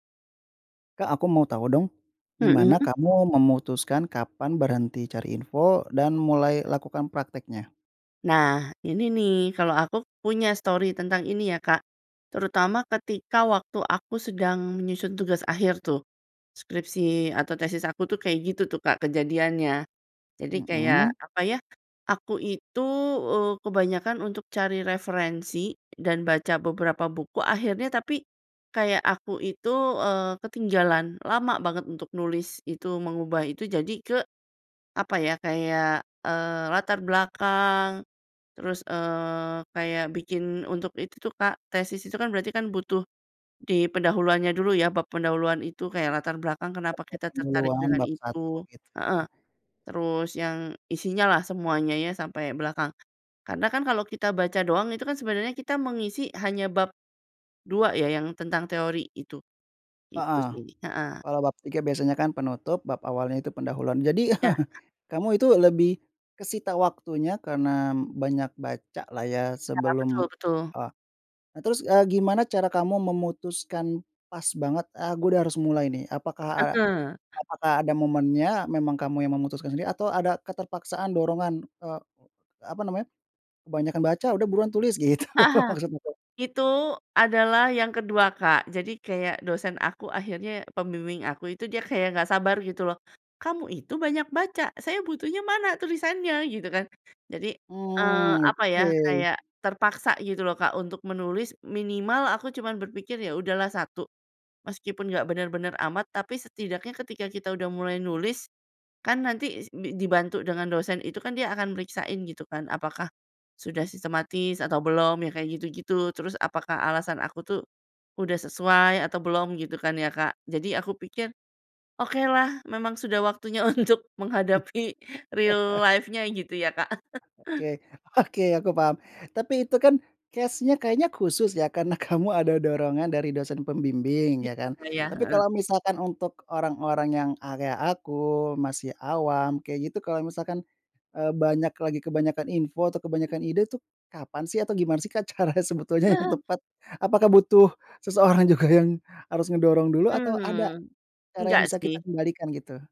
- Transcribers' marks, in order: other background noise; laugh; chuckle; laughing while speaking: "gitu"; chuckle; laughing while speaking: "untuk menghadapi"; chuckle; laughing while speaking: "Oke"; in English: "real life-nya"; chuckle; laughing while speaking: "cara sebetulnya yang tepat?"; chuckle; laughing while speaking: "seseorang juga yang"
- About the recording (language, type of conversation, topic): Indonesian, podcast, Kapan kamu memutuskan untuk berhenti mencari informasi dan mulai praktik?